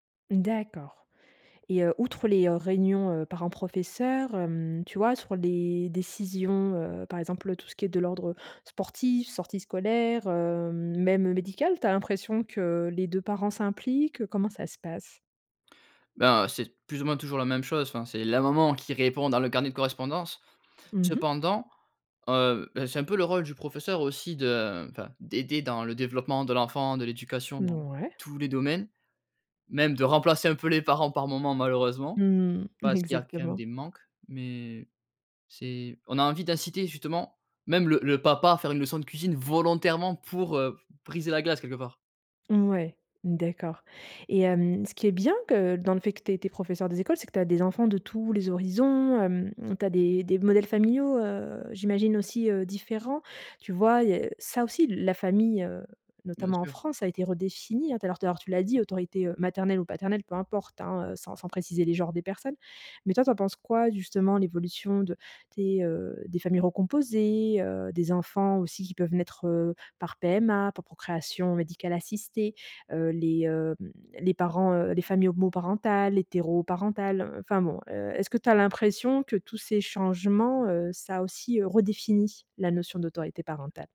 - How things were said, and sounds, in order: stressed: "volontairement"
- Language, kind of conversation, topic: French, podcast, Comment la notion d’autorité parentale a-t-elle évolué ?